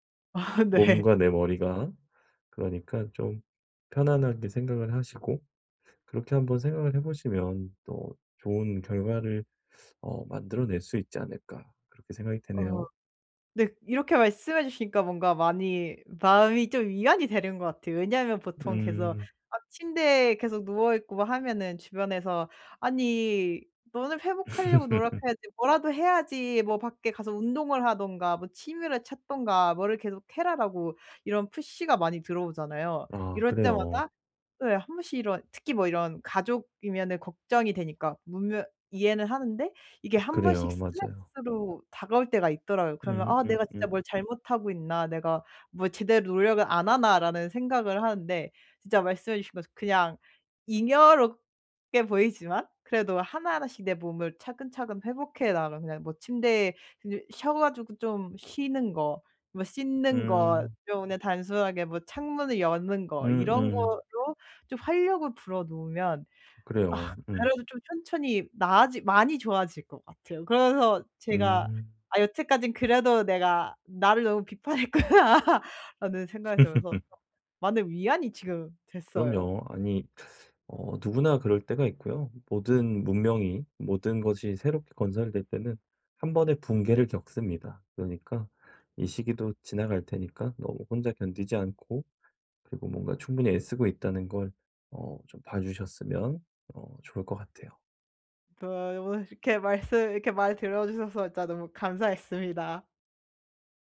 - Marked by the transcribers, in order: laughing while speaking: "아 네"; in English: "푸시가"; other background noise; tapping; laughing while speaking: "비판했구나"; teeth sucking; unintelligible speech
- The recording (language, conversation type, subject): Korean, advice, 요즘 지루함과 번아웃을 어떻게 극복하면 좋을까요?
- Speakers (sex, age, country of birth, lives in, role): female, 25-29, South Korea, Germany, user; male, 60-64, South Korea, South Korea, advisor